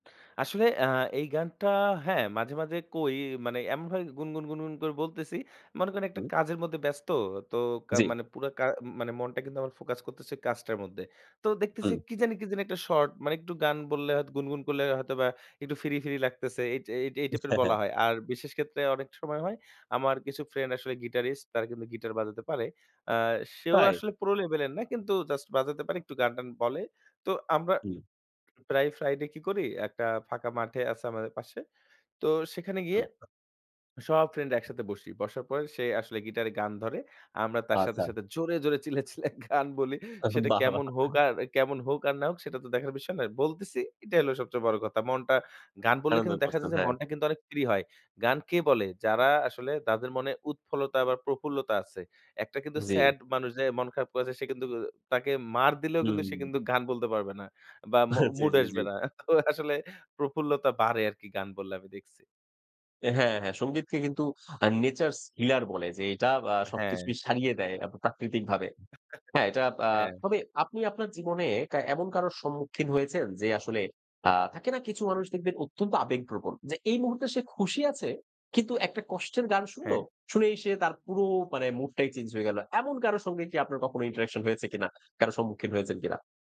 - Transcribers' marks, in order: unintelligible speech; scoff; laughing while speaking: "তো আসলে"; chuckle
- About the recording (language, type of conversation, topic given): Bengali, podcast, একটা গান কীভাবে আমাদের স্মৃতি জাগিয়ে তোলে?